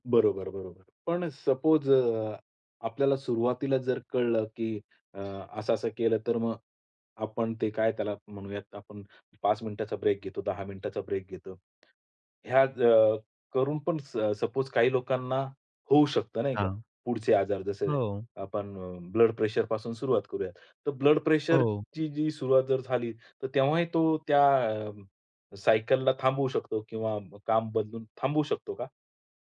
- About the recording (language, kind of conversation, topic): Marathi, podcast, बर्नआउटसारखं वाटायला लागलं तर सुरुवातीला तुम्ही काय कराल?
- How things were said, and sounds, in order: horn; tapping